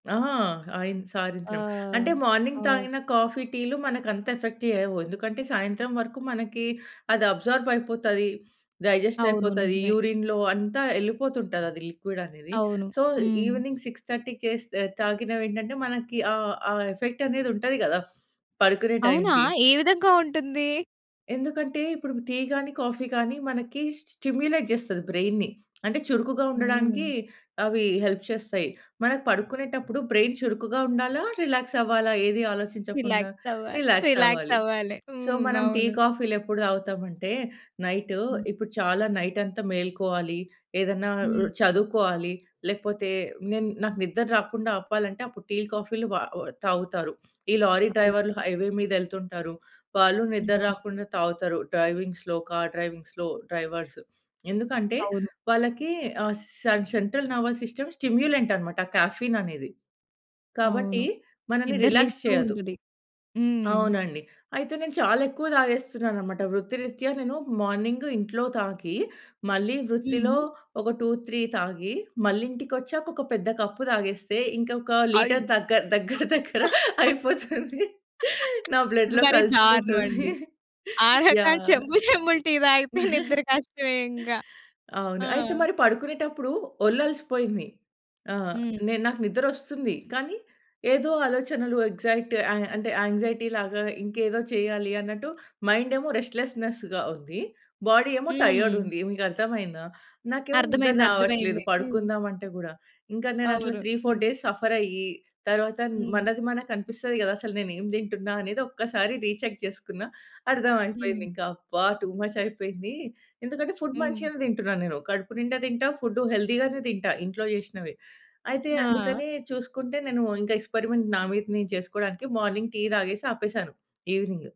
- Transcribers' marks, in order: "సాయంత్రం" said as "సాదింత్రం"; in English: "మార్నింగ్"; in English: "ఎఫెక్ట్"; in English: "యూరిన్‌లో"; in English: "సో, ఈవెనింగ్ సిక్స్ థర్టీ‌కి"; in English: "కాఫీ"; in English: "స్టిమ్యులేట్"; in English: "బ్రైన్‌ని"; in English: "హెల్ప్"; in English: "బ్రైన్"; in English: "రిలాక్స్"; in English: "రిలాక్స్"; giggle; in English: "రిలాక్స్"; in English: "రిలాక్స్"; in English: "సో"; in English: "నైట్"; in English: "నైట్"; in English: "హైవే"; in English: "డ్రైవింగ్స్‌లో, కార్ డ్రైవింగ్స్‌లో డ్రైవర్స్"; in English: "సెం సెంట్రల్ నెర్వస్ సిస్టమ్ స్టిమ్యులెంట్"; in English: "కెఫెయిన్"; in English: "రిలాక్స్"; in English: "మార్నింగ్"; in English: "టూ త్రీ"; in English: "కప్"; in English: "లీటర్"; laughing while speaking: "దగ్గర దగ్గర దగ్గర అయిపోతుంది. నా బ్లడ్‌లో కలిసిపోతుంది. యాహ్"; giggle; in English: "బ్లడ్‌లో"; laugh; laughing while speaking: "రకం చెంబు చెంబులు టీ తాగితే నిద్ర కష్టమే ఇంక"; in English: "ఎక్సైట్"; in English: "యాంక్సైటీలాగా"; in English: "మైండ్"; in English: "రెస్ట్‌లెస్స్‌నెస్స్‌గా"; in English: "బాడీ"; in English: "టైర్డ్"; in English: "త్రీ ఫౌర్ డేస్ సఫర్"; in English: "రీచెక్"; in English: "టూ మచ్"; in English: "ఫుడ్"; in English: "ఫుడ్ హెల్తీగానే"; in English: "ఎక్స్‌పెరిమెంట్"; in English: "మార్నింగ్"; in English: "ఈవెనింగ్"
- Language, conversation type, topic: Telugu, podcast, రాత్రి మెరుగైన నిద్ర కోసం మీరు అనుసరించే రాత్రి రొటీన్ ఏమిటి?